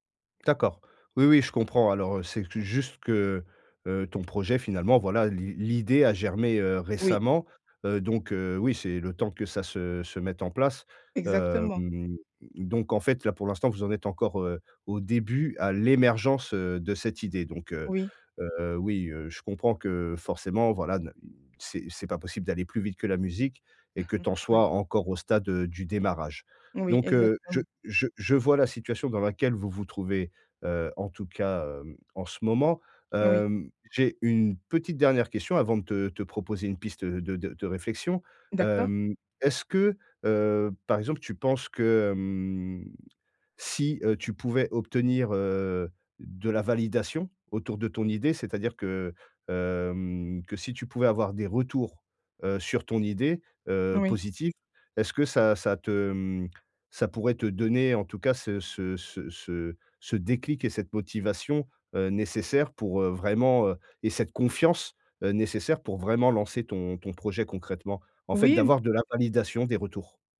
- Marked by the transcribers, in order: chuckle; drawn out: "hem"
- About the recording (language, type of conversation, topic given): French, advice, Comment valider rapidement si mon idée peut fonctionner ?